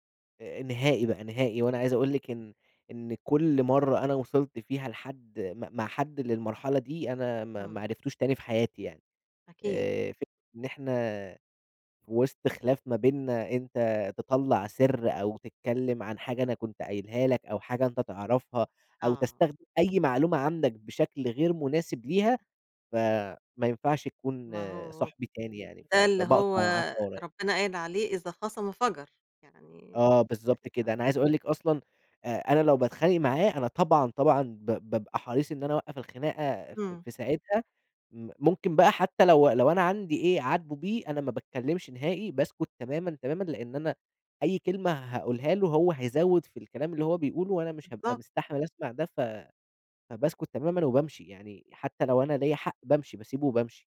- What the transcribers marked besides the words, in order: other background noise
- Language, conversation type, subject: Arabic, podcast, إزاي بتتعامل مع نقاش سخن عشان ما يتحولش لخناقة؟